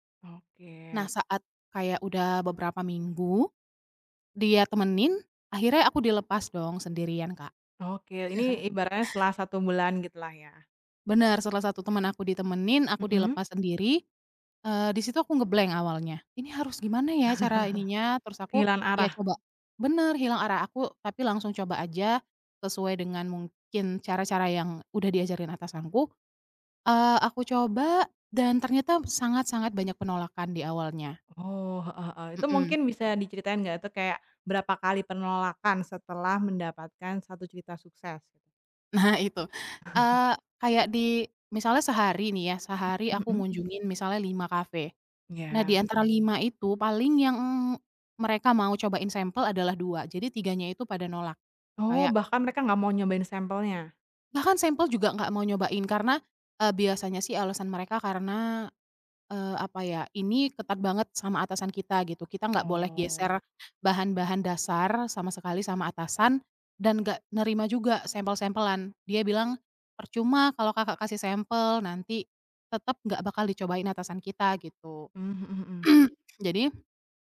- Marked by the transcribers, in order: other background noise; chuckle; in English: "nge-blank"; chuckle; laughing while speaking: "Nah"; chuckle; other noise; throat clearing
- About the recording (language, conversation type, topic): Indonesian, podcast, Pernahkah kamu mengalami kelelahan kerja berlebihan, dan bagaimana cara mengatasinya?